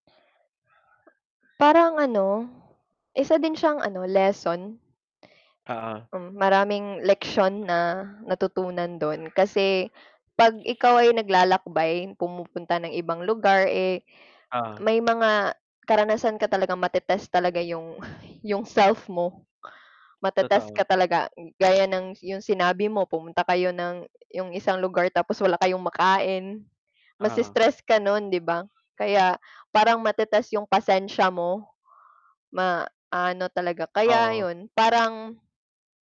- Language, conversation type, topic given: Filipino, unstructured, Ano ang pinaka-nakakatuwang karanasan mo sa paglalakbay?
- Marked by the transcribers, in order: other background noise; tapping; chuckle